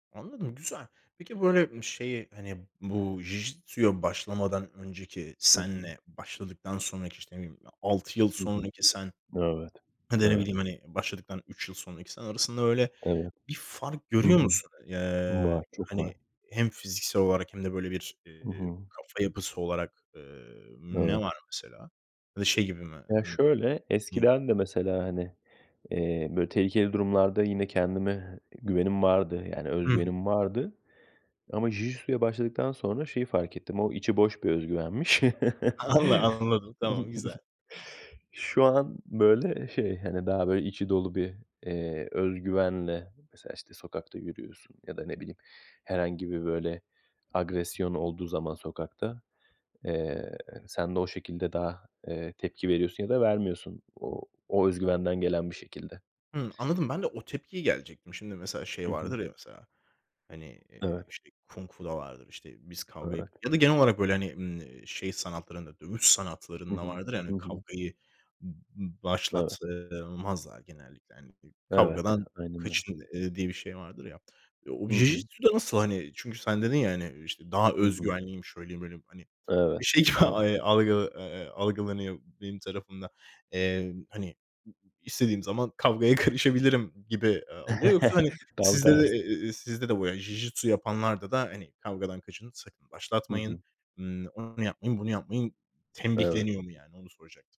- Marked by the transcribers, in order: tapping; other background noise; unintelligible speech; laughing while speaking: "Anla"; chuckle; laughing while speaking: "gibi"; laughing while speaking: "karışabilirim"; chuckle
- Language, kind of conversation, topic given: Turkish, podcast, En çok tutkunu olduğun hobini anlatır mısın?